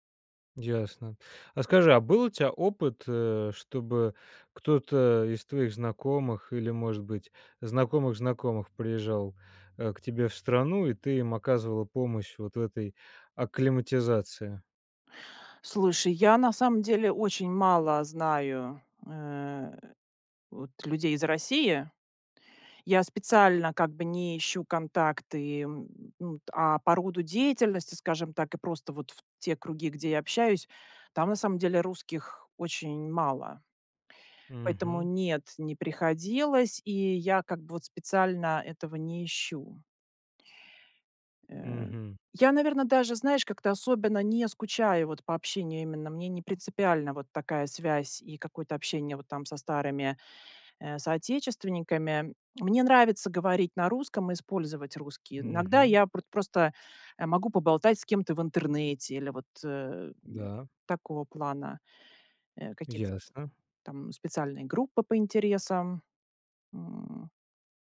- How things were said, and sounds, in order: none
- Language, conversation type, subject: Russian, podcast, Когда вам пришлось начать всё с нуля, что вам помогло?